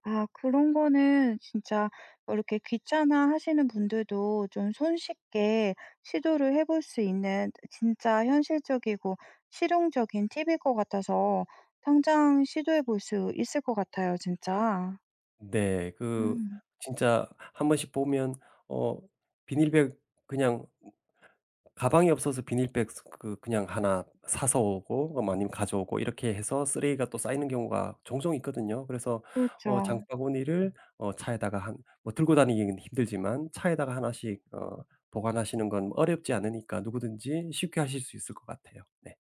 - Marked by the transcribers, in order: other background noise; "아니면" said as "마님"
- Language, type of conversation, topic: Korean, podcast, 플라스틱 쓰레기를 줄이기 위해 일상에서 실천할 수 있는 현실적인 팁을 알려주실 수 있나요?